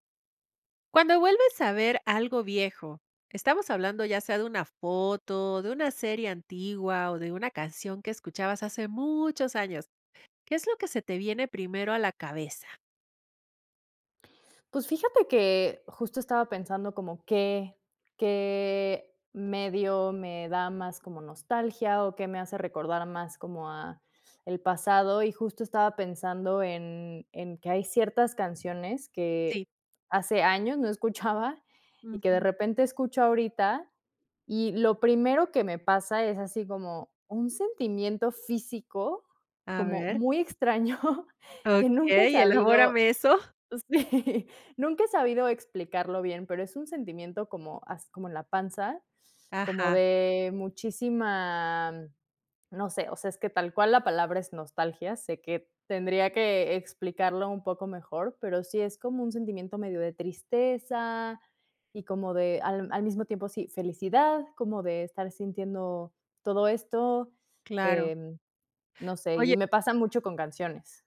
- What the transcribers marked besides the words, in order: laughing while speaking: "extraño"; laughing while speaking: "Sí"; laughing while speaking: "elaborame eso"
- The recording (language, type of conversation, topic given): Spanish, podcast, ¿Cómo influye la nostalgia en ti al volver a ver algo antiguo?